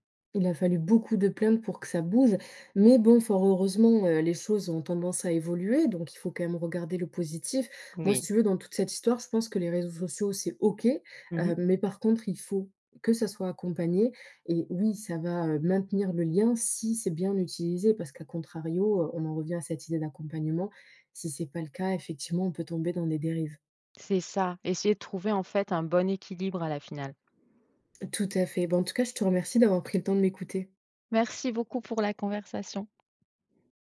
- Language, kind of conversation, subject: French, podcast, Les réseaux sociaux renforcent-ils ou fragilisent-ils nos liens ?
- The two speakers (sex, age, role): female, 25-29, guest; female, 45-49, host
- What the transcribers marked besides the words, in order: none